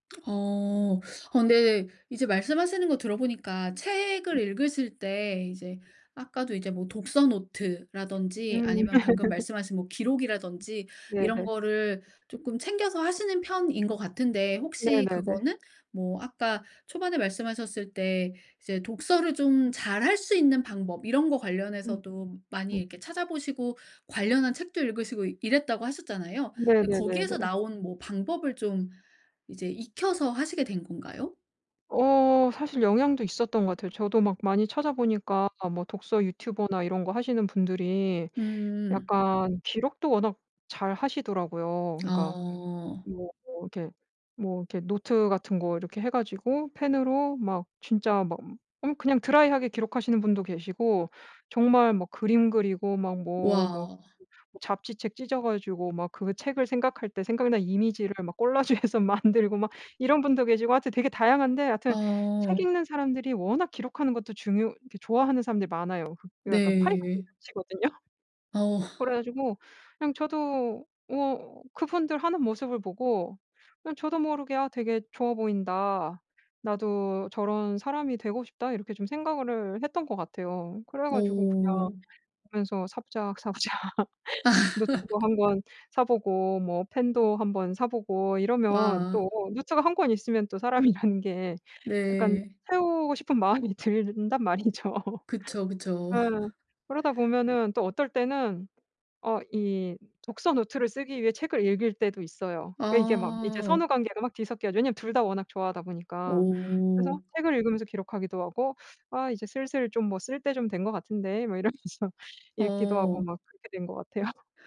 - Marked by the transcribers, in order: teeth sucking; other background noise; laugh; tapping; in English: "드라이하게"; laughing while speaking: "꼴라주해서 만들고"; put-on voice: "꼴라주해서"; laugh; laughing while speaking: "사부작사부작"; laugh; laughing while speaking: "사람이라는"; laughing while speaking: "말이죠"; laugh; laugh; teeth sucking; laughing while speaking: "이러면서"; laughing while speaking: "같아요"
- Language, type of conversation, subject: Korean, podcast, 취미를 다시 시작할 때 가장 어려웠던 점은 무엇이었나요?